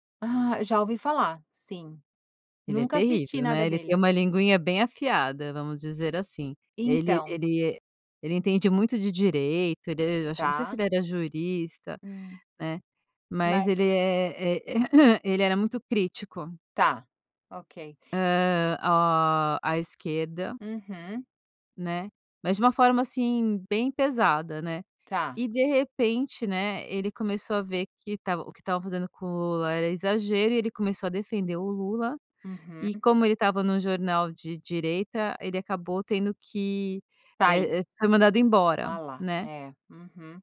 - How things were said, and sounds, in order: tapping; throat clearing
- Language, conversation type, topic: Portuguese, podcast, Como seguir um ícone sem perder sua identidade?